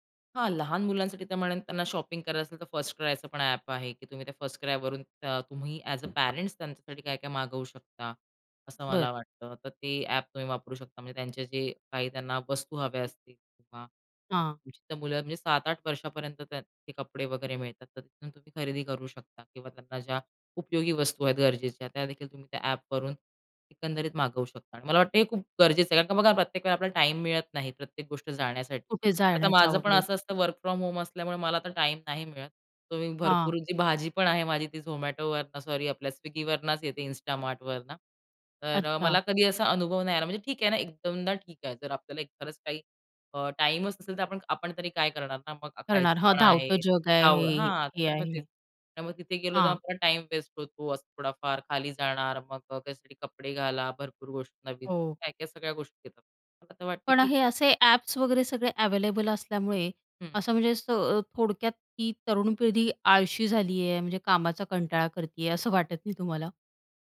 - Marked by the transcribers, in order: in English: "शॉपिंग"; tapping; in English: "एज अ, पॅरेंट्स"; other background noise; in English: "वर्क फ्रॉम होम"
- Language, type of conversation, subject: Marathi, podcast, दैनिक कामांसाठी फोनवर कोणते साधन तुम्हाला उपयोगी वाटते?